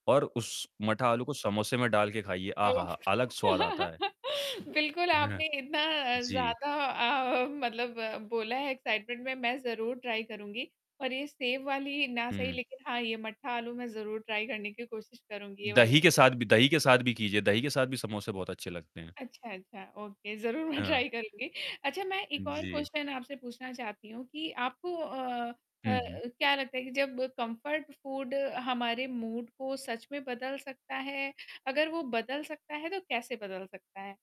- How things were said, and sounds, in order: static; unintelligible speech; chuckle; chuckle; in English: "एक्साइटमेंट"; in English: "ट्राय"; in English: "ट्राय"; in English: "ओके"; laughing while speaking: "ज़रूर मैं"; in English: "ट्राय"; in English: "क्वेश्चन"; in English: "कम्फ़र्ट फ़ूड"; in English: "मूड"
- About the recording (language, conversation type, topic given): Hindi, podcast, आपकी ऐसी कौन-सी रेसिपी है जो सबसे आसान भी हो और सुकून भी दे?